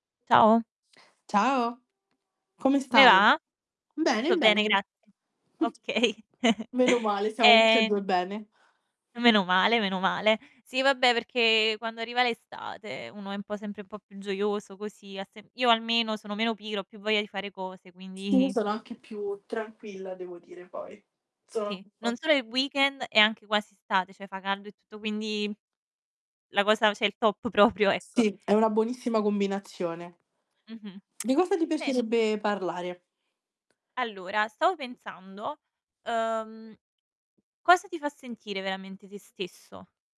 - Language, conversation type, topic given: Italian, unstructured, Cosa ti fa sentire davvero te stesso?
- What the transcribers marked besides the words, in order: other background noise; laughing while speaking: "Okay"; chuckle; static; tapping; "cioè" said as "cè"; in English: "top"; laughing while speaking: "proprio"; lip smack